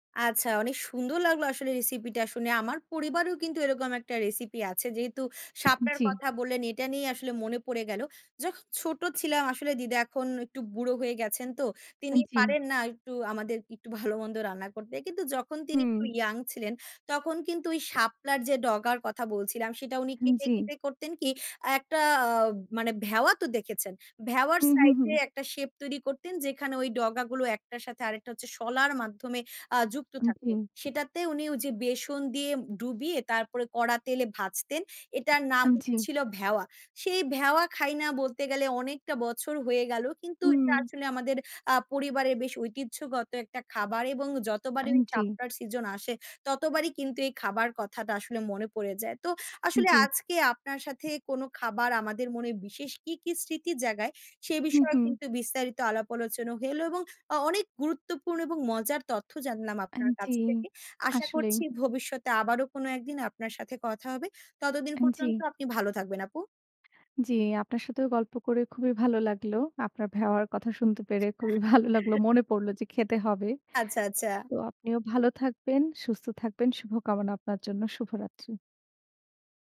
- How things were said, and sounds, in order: chuckle; laughing while speaking: "খুবই ভালো লাগলো"
- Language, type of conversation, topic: Bengali, unstructured, কোন খাবার তোমার মনে বিশেষ স্মৃতি জাগায়?